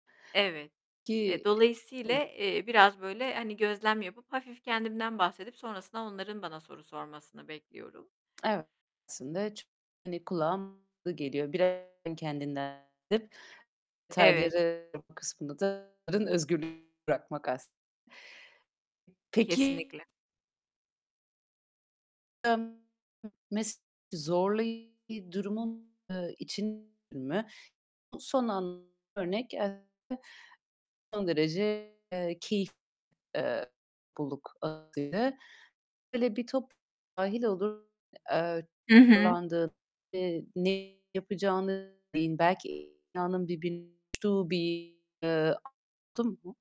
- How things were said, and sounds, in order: other background noise; "dolayısıyla" said as "dolayısiyle"; tapping; distorted speech; unintelligible speech; unintelligible speech; unintelligible speech; unintelligible speech; unintelligible speech; unintelligible speech; unintelligible speech
- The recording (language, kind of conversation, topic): Turkish, podcast, Yeni katılanları topluluğa dahil etmenin pratik yolları nelerdir?